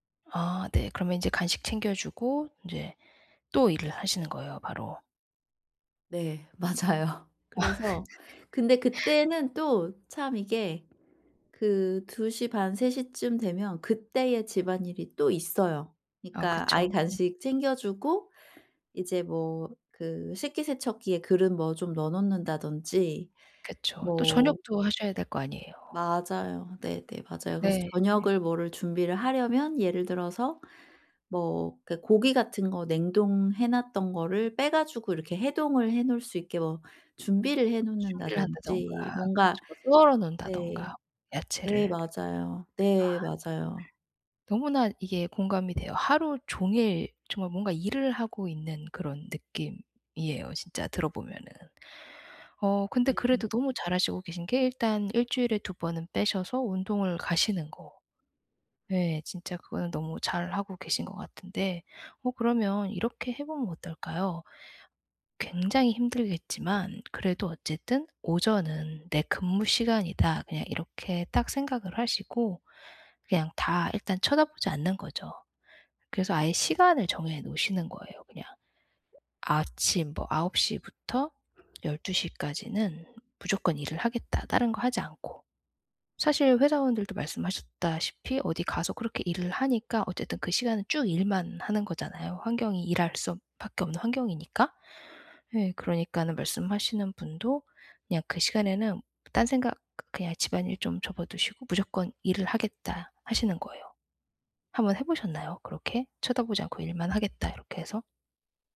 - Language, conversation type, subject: Korean, advice, 일과 가족의 균형을 어떻게 맞출 수 있을까요?
- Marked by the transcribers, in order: laughing while speaking: "맞아요"; laugh; other background noise